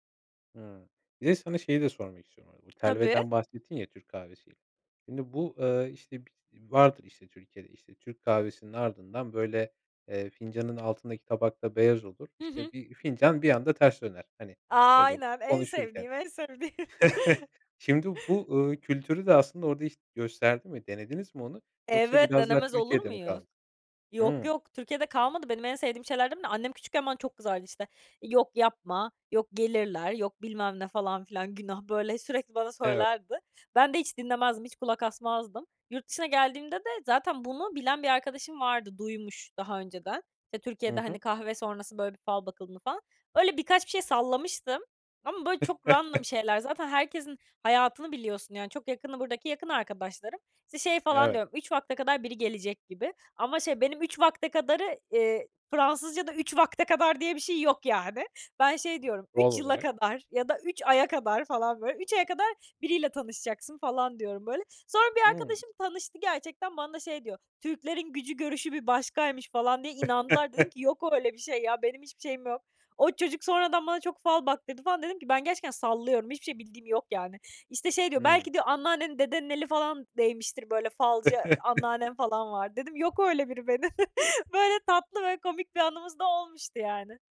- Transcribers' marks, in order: other background noise; chuckle; in English: "random"; chuckle; chuckle; chuckle; chuckle
- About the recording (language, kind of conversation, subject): Turkish, podcast, Kahve ya da çay ikram ederken hangi adımları izlersiniz?